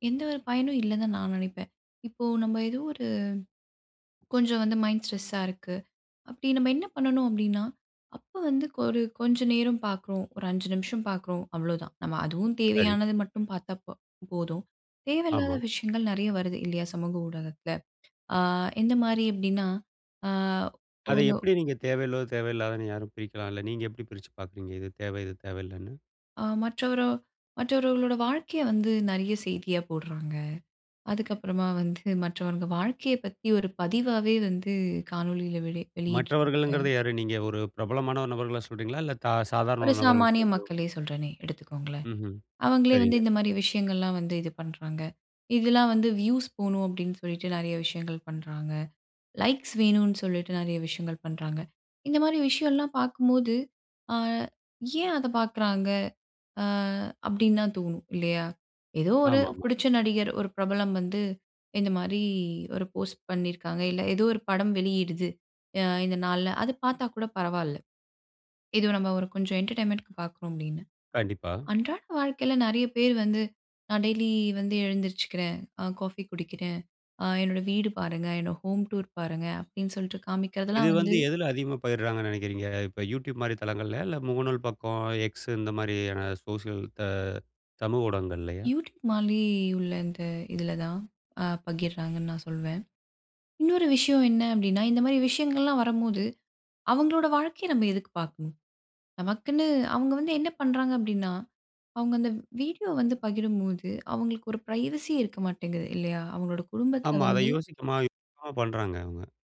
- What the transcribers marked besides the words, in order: other background noise; unintelligible speech; in English: "வியூஸ்"; in English: "என்டர்டெயின்மெண்ட்‌க்கு"; in English: "ஹோம் டூர்"; in English: "பிரைவசி"
- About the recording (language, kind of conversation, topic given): Tamil, podcast, தொலைபேசி மற்றும் சமூக ஊடக பயன்பாட்டைக் கட்டுப்படுத்த நீங்கள் என்னென்ன வழிகள் பின்பற்றுகிறீர்கள்?